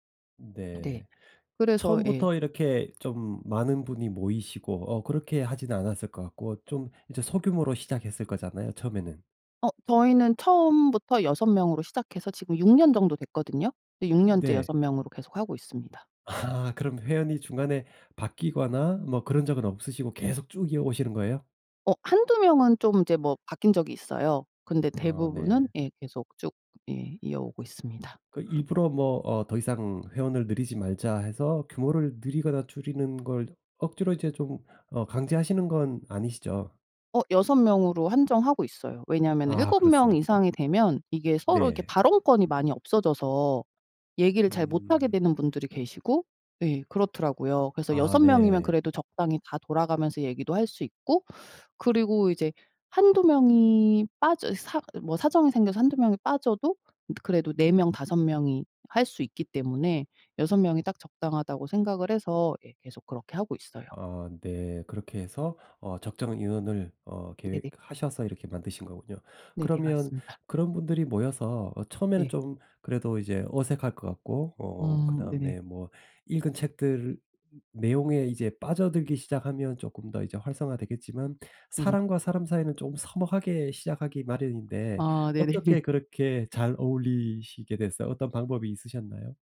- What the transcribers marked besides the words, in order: other background noise; laughing while speaking: "아"; tapping; laugh
- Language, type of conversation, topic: Korean, podcast, 취미 모임이나 커뮤니티에 참여해 본 경험은 어땠나요?